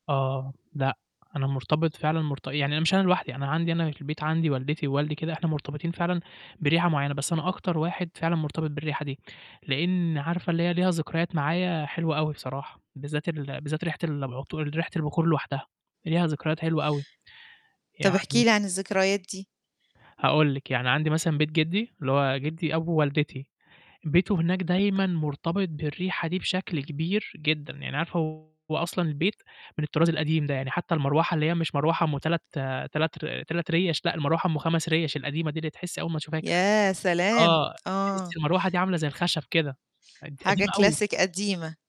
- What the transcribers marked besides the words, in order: static; other noise; tapping; distorted speech
- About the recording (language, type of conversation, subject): Arabic, podcast, إزاي بتستخدم الروائح عشان ترتاح، زي البخور أو العطر؟